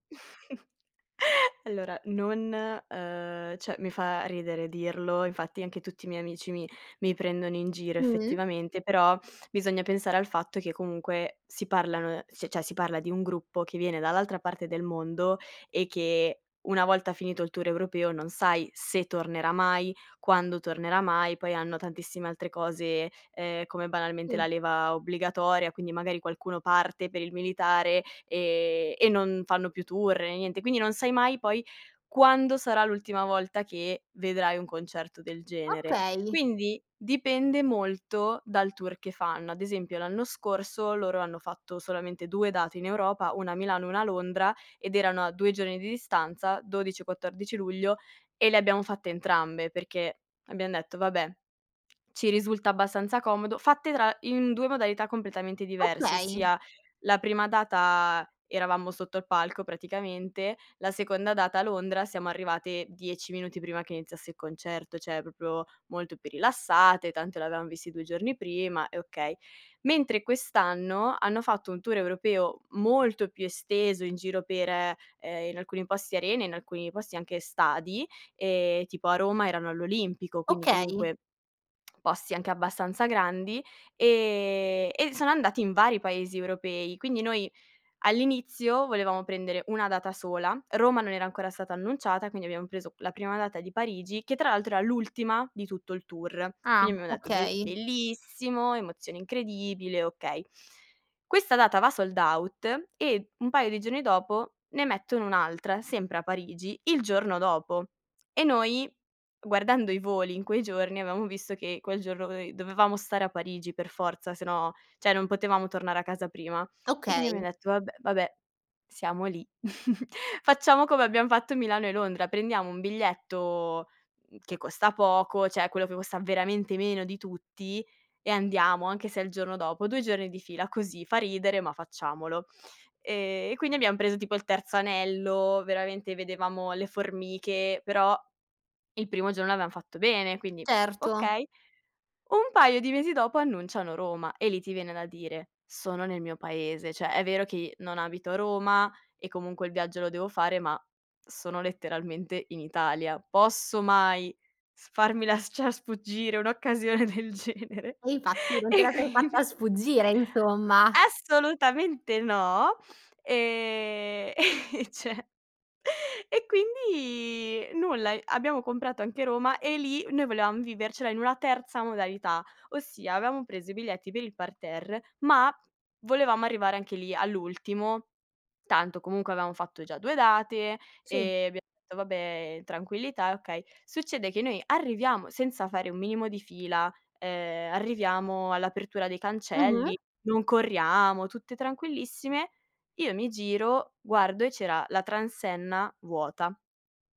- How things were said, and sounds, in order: snort; tapping; "cioè" said as "ceh"; "cioè" said as "ceh"; "Cioè" said as "ceh"; lip smack; in English: "sold out"; "cioè" said as "ceh"; other background noise; chuckle; "Cioè" said as "ceh"; "Cioè" said as "ceh"; "farmi" said as "sfarmi"; laughing while speaking: "las ciar sfuggire un'occasione del genere. E quindi"; laughing while speaking: "e ceh"; "cioè" said as "ceh"
- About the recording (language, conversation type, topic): Italian, podcast, Hai mai fatto un viaggio solo per un concerto?